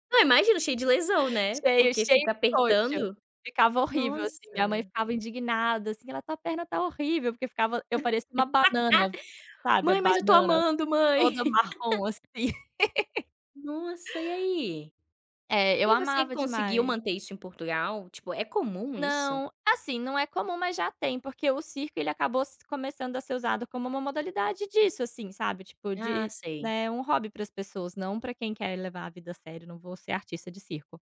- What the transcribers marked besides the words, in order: drawn out: "Nossa"; laugh; laugh; chuckle
- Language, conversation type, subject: Portuguese, unstructured, Como um hobby mudou a sua vida para melhor?